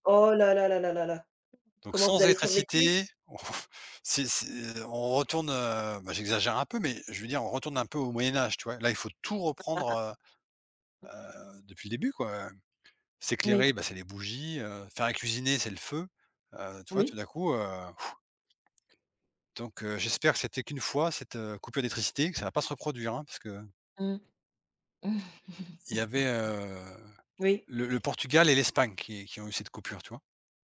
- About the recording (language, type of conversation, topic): French, unstructured, Quelle invention historique te semble la plus importante dans notre vie aujourd’hui ?
- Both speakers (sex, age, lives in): female, 20-24, France; male, 45-49, Portugal
- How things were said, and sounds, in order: chuckle; unintelligible speech; other background noise; blowing; chuckle; drawn out: "heu"